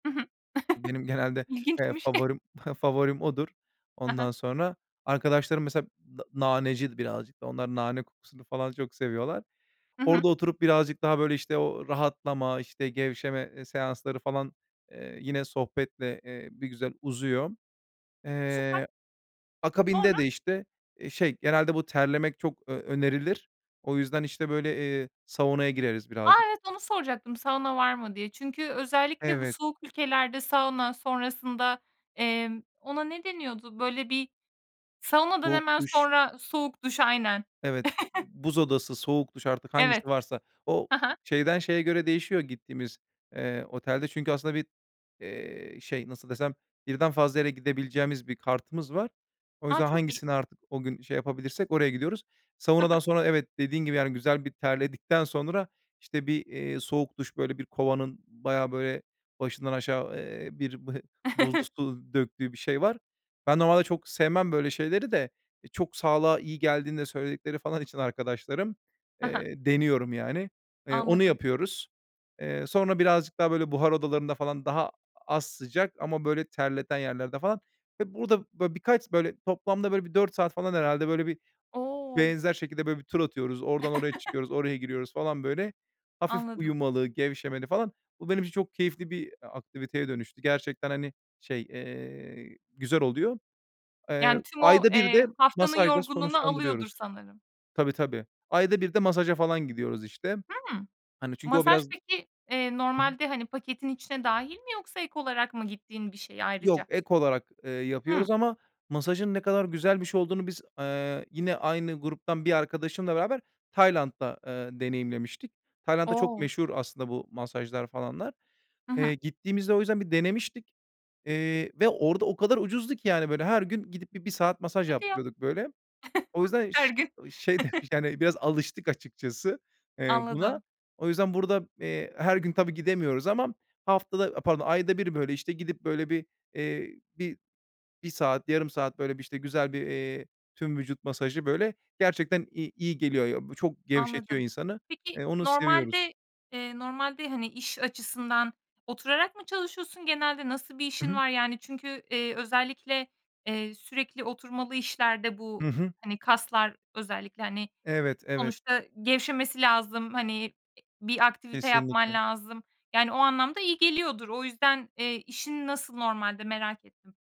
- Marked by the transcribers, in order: chuckle; other background noise; chuckle; chuckle; chuckle; chuckle; tapping; unintelligible speech; giggle; laughing while speaking: "demiş"; giggle
- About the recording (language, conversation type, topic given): Turkish, podcast, En sevdiğin hafta sonu aktivitesi nedir?